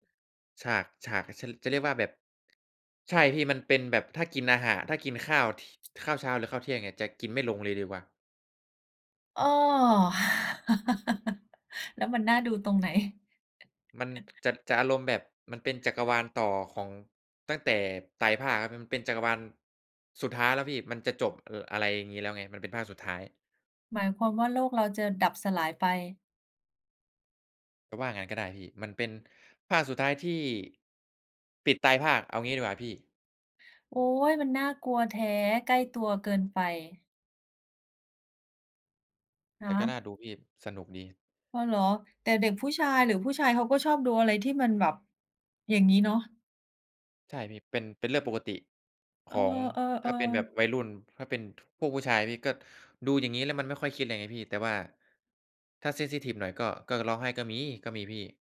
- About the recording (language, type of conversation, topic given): Thai, unstructured, อะไรทำให้ภาพยนตร์บางเรื่องชวนให้รู้สึกน่ารังเกียจ?
- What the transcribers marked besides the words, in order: tapping; laugh; laughing while speaking: "แล้วมันน่าดูตรงไหน ?"; chuckle; in English: "เซนซิทิฟ"